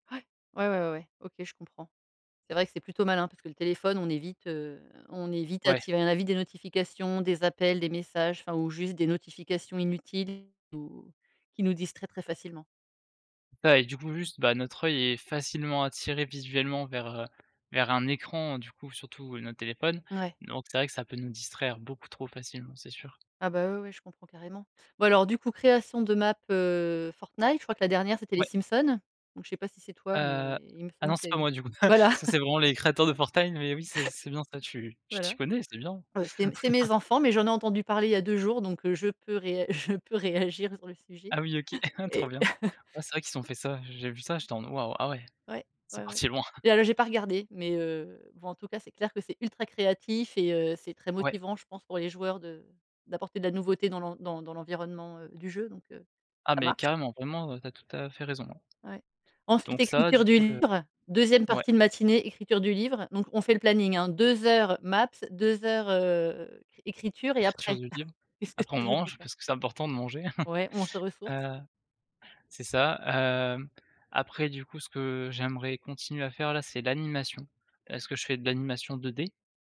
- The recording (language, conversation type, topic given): French, podcast, Comment protèges-tu ton temps créatif des distractions ?
- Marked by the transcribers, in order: chuckle; laughing while speaking: "Voilà"; tapping; laugh; chuckle; laugh; in English: "maps"; chuckle; laughing while speaking: "qu'est-ce"; chuckle